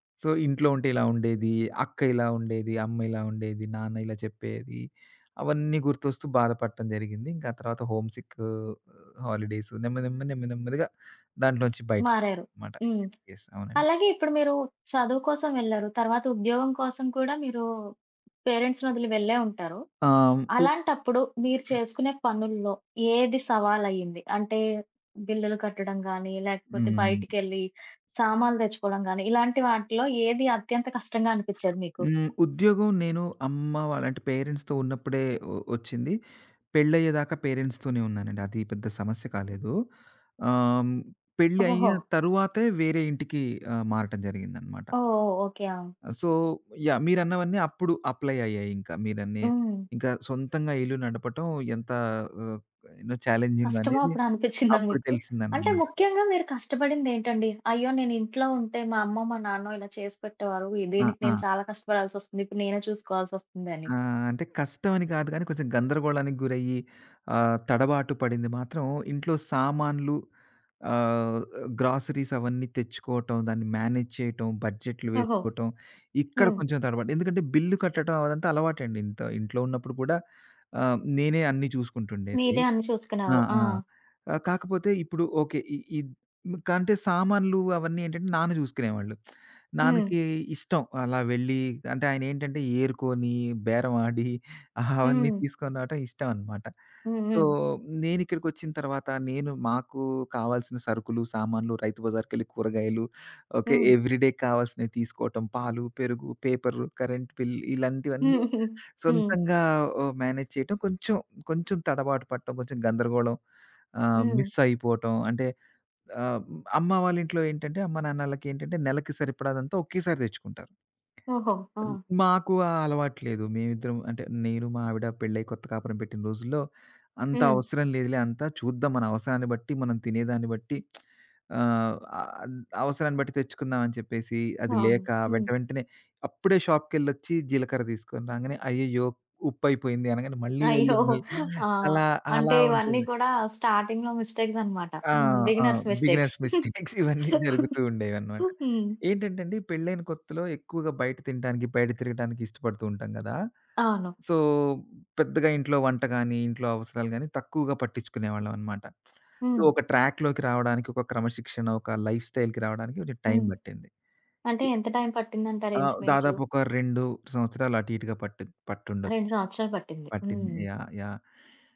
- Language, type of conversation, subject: Telugu, podcast, మీరు ఇంటి నుంచి బయటకు వచ్చి స్వతంత్రంగా జీవించడం మొదలు పెట్టినప్పుడు మీకు ఎలా అనిపించింది?
- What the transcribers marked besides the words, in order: in English: "సో"; in English: "హోమ్ సిక్"; other background noise; in English: "యెస్"; in English: "పేరెంట్స్‌ని"; throat clearing; tapping; in English: "పేరెంట్స్‌తో"; in English: "పేరెంట్స్‌తోనే"; in English: "సో"; in English: "అప్లై"; in English: "ఛాలెంజింగ్"; laughing while speaking: "అనిపిచ్చిందా మీకు"; in English: "గ్రాసరీస్"; in English: "మేనేజ్"; lip smack; giggle; in English: "సో"; in English: "ఎవ్రీడే"; in English: "పేపర్, కరెంట్ బిల్"; in English: "మేనేజ్"; lip smack; in English: "షాప్‌కెళ్ళొచ్చి"; giggle; in English: "స్టార్టింగ్‌లో మిస్టేక్స్"; in English: "బిగినర్స్ మిస్టేక్స్"; in English: "బిగినర్స్ మిస్టేక్స్"; laugh; in English: "సో"; lip smack; in English: "సో"; in English: "ట్రాక్‌లోకి"; in English: "లైఫ్ స్టైల్‌కి"